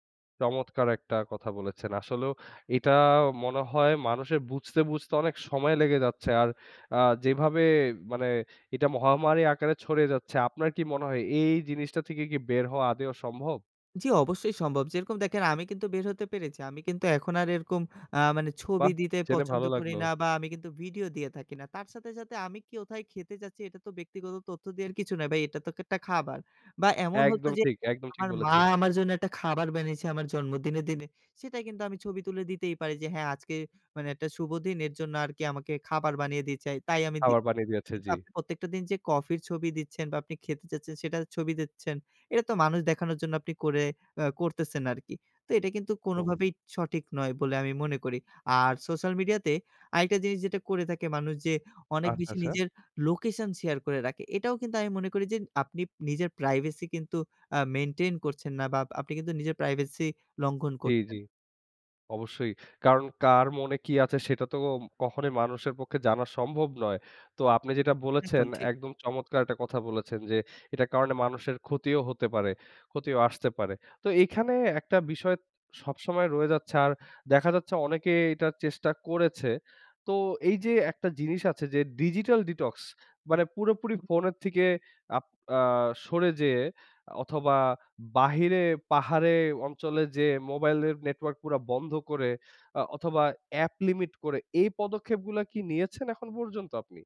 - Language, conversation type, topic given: Bengali, podcast, সোশ্যাল মিডিয়া আপনার মনোযোগ কীভাবে কেড়ে নিচ্ছে?
- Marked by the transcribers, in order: "আদৌ" said as "আদেও"; "কোথায়" said as "কিওথায়"; "তো-একটা" said as "তোকোটা"; tapping; "দিয়েছে" said as "দিচাই"; in English: "লোকেশন শেয়ার"; "আপনি" said as "আপ্নিপ"; in English: "প্রাইভেসি"; in English: "প্রাইভেসি"; in English: "ডিজিটাল ডিটক্স"; in English: "অ্যাপ লিমিট"